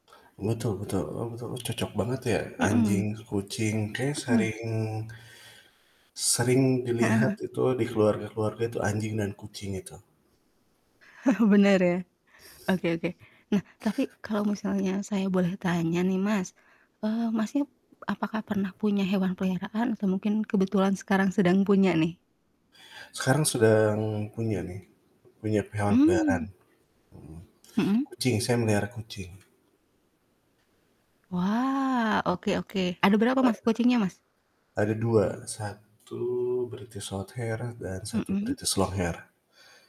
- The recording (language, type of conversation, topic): Indonesian, unstructured, Bagaimana cara memilih hewan peliharaan yang cocok untuk keluarga?
- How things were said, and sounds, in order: static; chuckle; other background noise; tapping; distorted speech